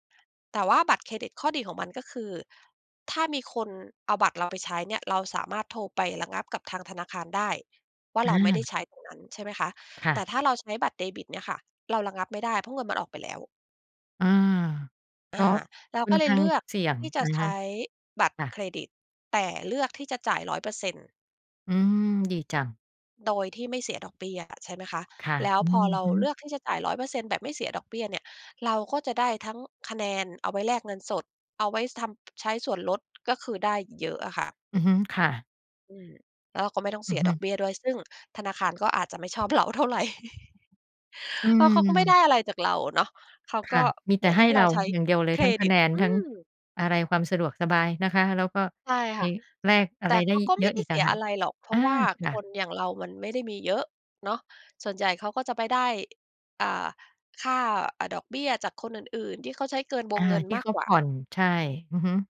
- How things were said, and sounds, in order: other noise; laughing while speaking: "เราเท่าไร"; chuckle; tapping
- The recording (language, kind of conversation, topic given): Thai, podcast, เรื่องเงินทำให้คนต่างรุ่นขัดแย้งกันบ่อยไหม?